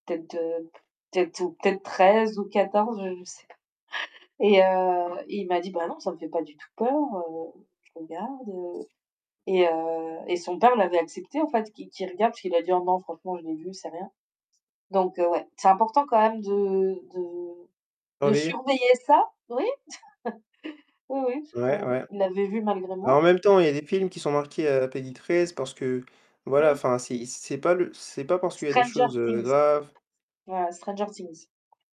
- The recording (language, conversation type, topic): French, unstructured, Préférez-vous les films d’action ou les comédies romantiques, et qu’est-ce qui vous fait le plus rire ou vibrer ?
- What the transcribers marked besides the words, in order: tapping; distorted speech; laugh; chuckle